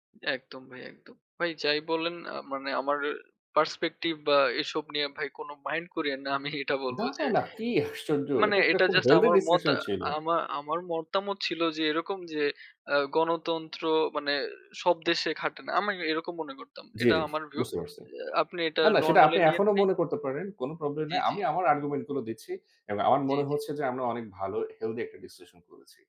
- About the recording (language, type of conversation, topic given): Bengali, unstructured, আপনি কি বুঝতে পারেন কেন ভোট দেওয়া খুব গুরুত্বপূর্ণ?
- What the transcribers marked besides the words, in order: in English: "পার্সপেক্টিভ"; laughing while speaking: "আমি এটা বলবো যে"; in English: "হেলথি ডিসকাশন"; other background noise; in English: "আর্গুমেন্ট"; in English: "ডিসকাশন"